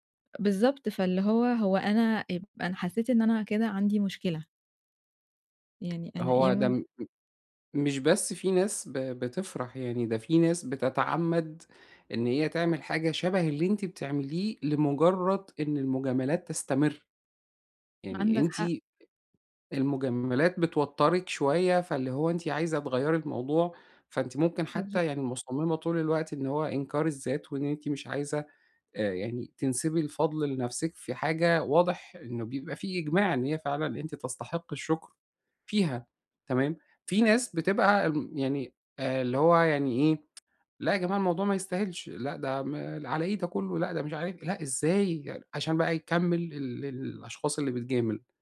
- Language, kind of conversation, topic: Arabic, advice, إزاي أتعامل بثقة مع مجاملات الناس من غير ما أحس بإحراج أو انزعاج؟
- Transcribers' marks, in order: tapping; other background noise; tsk